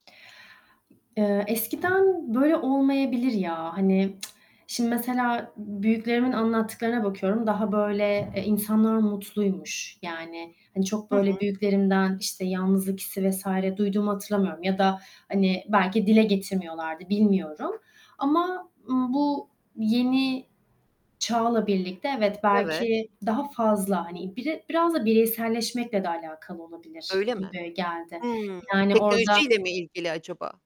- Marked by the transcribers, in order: static; other background noise; tapping; tsk; distorted speech; "bir de" said as "bire"
- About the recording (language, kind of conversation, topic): Turkish, podcast, Yalnızlık hissini azaltmak için neler işe yarar?